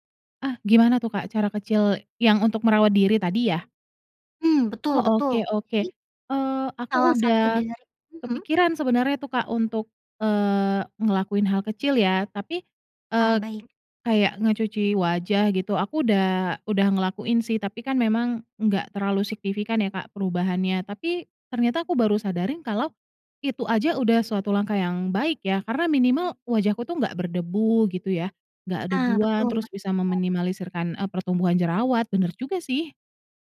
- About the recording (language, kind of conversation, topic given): Indonesian, advice, Bagaimana cara mengatasi rasa lelah dan hilang motivasi untuk merawat diri?
- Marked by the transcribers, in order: other background noise